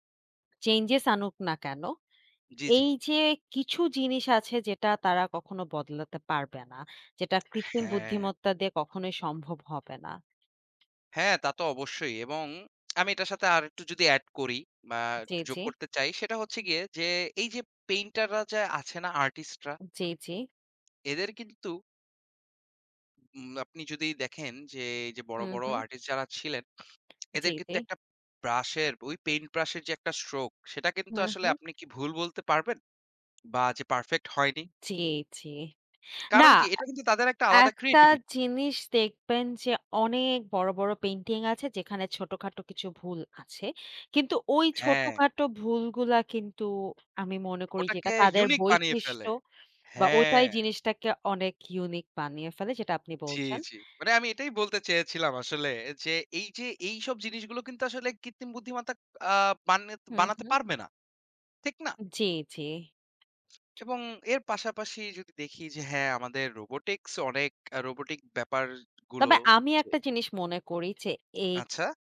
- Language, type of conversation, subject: Bengali, unstructured, প্রযুক্তি আমাদের দৈনন্দিন জীবনে কীভাবে পরিবর্তন এনেছে?
- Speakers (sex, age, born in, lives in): female, 20-24, Bangladesh, Bangladesh; male, 25-29, Bangladesh, Bangladesh
- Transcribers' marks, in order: in English: "চেঞ্জেস"; lip smack; tapping; in English: "স্ট্রোক"; in English: "creativi"; in English: "ইউনিক"; in English: "ইউনিক"; "বুদ্ধিমত্তা" said as "বুদ্ধিমাতা"; in English: "robotics"; in English: "robotic"